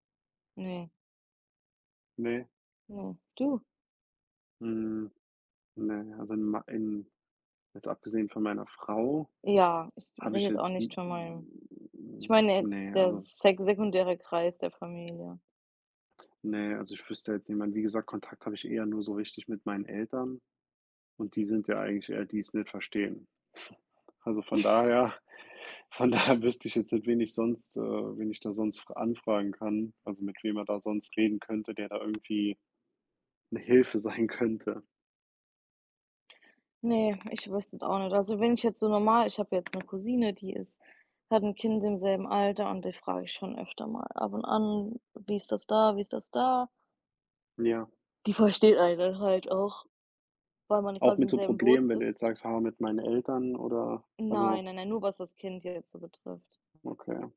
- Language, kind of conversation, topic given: German, unstructured, Was tust du, wenn du das Gefühl hast, dass deine Familie dich nicht versteht?
- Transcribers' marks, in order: snort; laughing while speaking: "daher"; other background noise; laughing while speaking: "sein könnte"